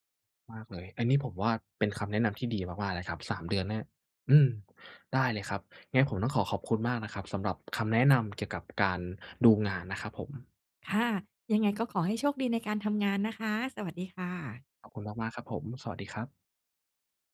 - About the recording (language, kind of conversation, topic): Thai, advice, คุณกลัวอะไรเกี่ยวกับการเริ่มงานใหม่หรือการเปลี่ยนสายอาชีพบ้าง?
- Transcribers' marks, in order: none